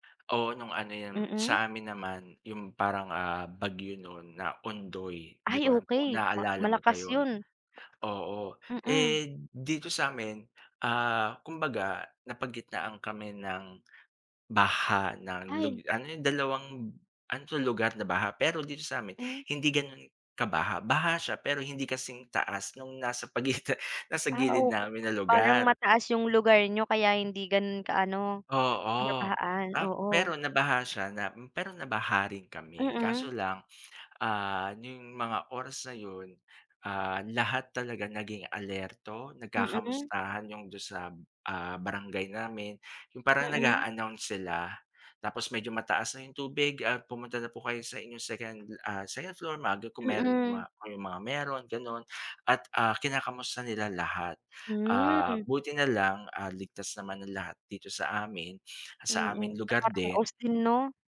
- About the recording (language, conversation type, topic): Filipino, unstructured, Paano mo inilalarawan ang pagtutulungan ng komunidad sa panahon ng sakuna?
- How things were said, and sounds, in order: tapping; laughing while speaking: "pagitan"; other background noise